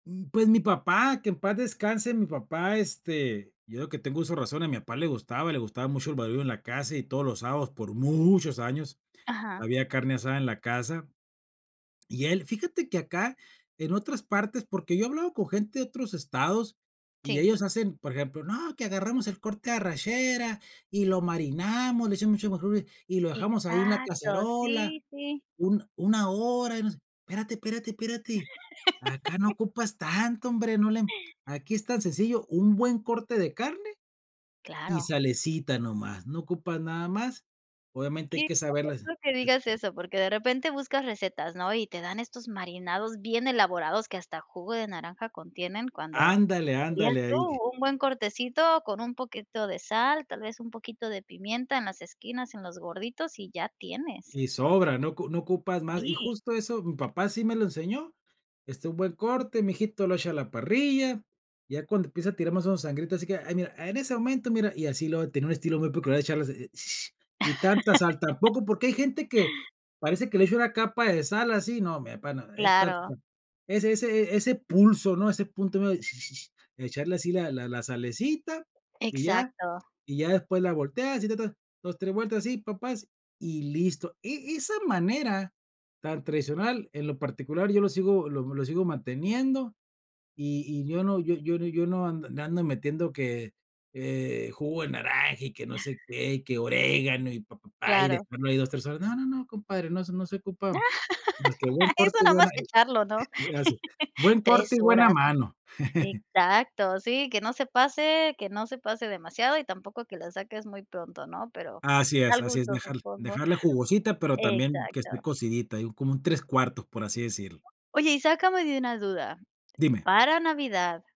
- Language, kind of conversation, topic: Spanish, podcast, ¿Qué comida te conecta con tus orígenes?
- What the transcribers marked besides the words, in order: stressed: "muchos"; unintelligible speech; laugh; other noise; laugh; teeth sucking; whistle; giggle; laugh; laughing while speaking: "Eso nada más echarlo, ¿no?"; giggle; giggle